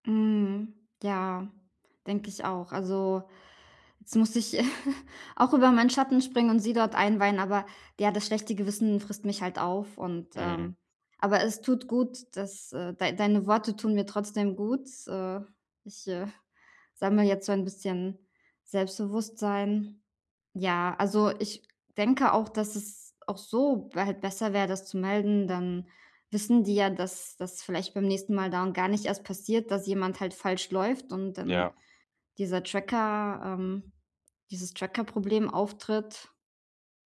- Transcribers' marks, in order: laugh; chuckle; other background noise
- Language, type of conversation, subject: German, advice, Wie kann ich nach einem peinlichen Missgeschick ruhig und gelassen bleiben?